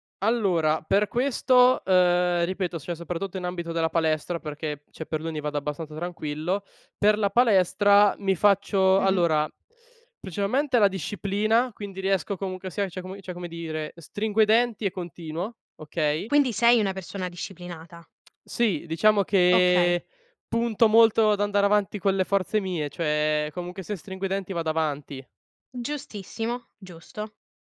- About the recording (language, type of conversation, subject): Italian, podcast, Come mantieni la motivazione nel lungo periodo?
- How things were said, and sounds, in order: "cioè" said as "ceh"; "cioè" said as "ceh"; "cioè" said as "ceh"; "cioè" said as "ceh"; other background noise